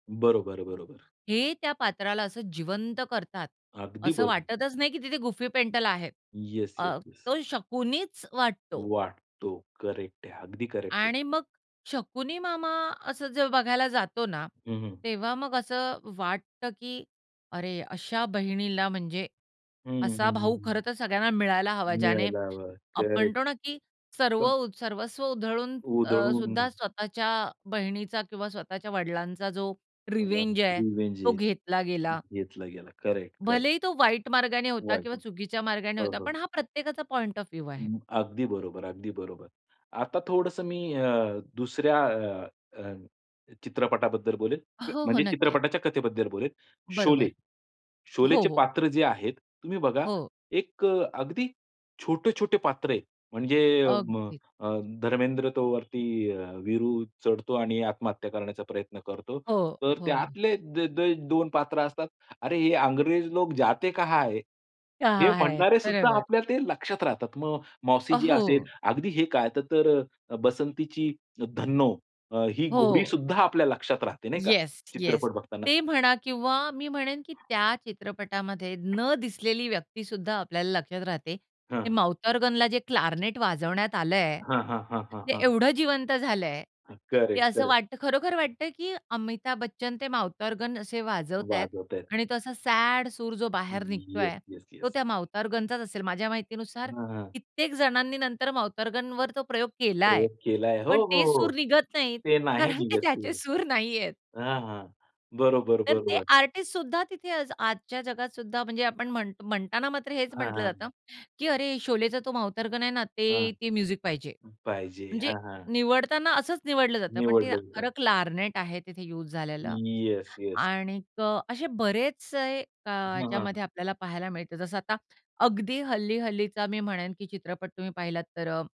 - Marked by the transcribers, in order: other background noise; tapping; unintelligible speech; horn; in Hindi: "अरे हे अंग्रेज लोग जाते कहा है?"; in Hindi: "कहा है!"; laughing while speaking: "कारण की त्याचे सूर नाहीयेत"; other noise; in English: "म्युझिक"
- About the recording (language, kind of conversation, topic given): Marathi, podcast, कथेतील पात्रांना जिवंत वाटेल असं तुम्ही कसं घडवता?